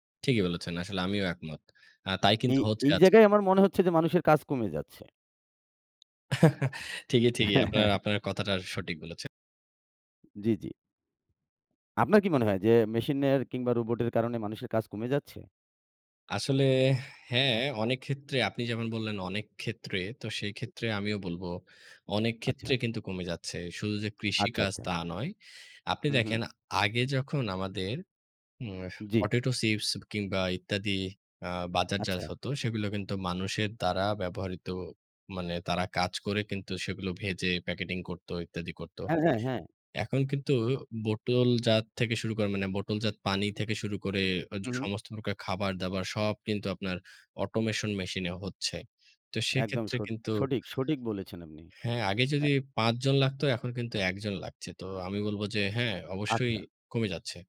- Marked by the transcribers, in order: tapping; chuckle; "চিপস" said as "চিফস"; "বোতলজাত" said as "বোটলজাত"; "বোতলজাত" said as "বোটলজাত"; in English: "অটোমেশন মেশিন"
- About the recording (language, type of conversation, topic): Bengali, unstructured, স্বয়ংক্রিয় প্রযুক্তি কি মানুষের চাকরি কেড়ে নিচ্ছে?